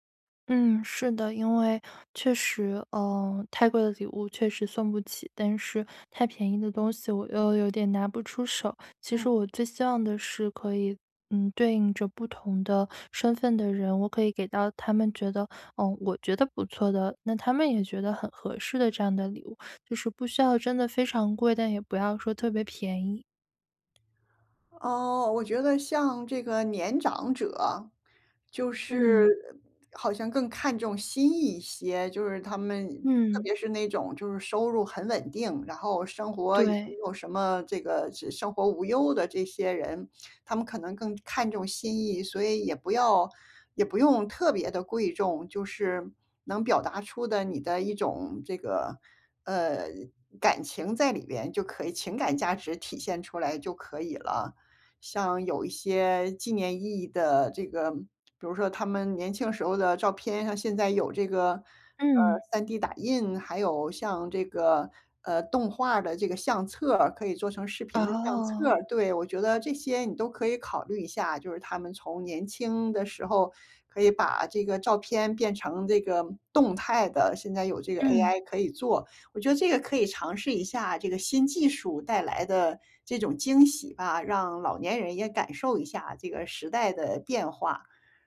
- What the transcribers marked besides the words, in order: none
- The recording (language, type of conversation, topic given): Chinese, advice, 我怎样才能找到适合别人的礼物？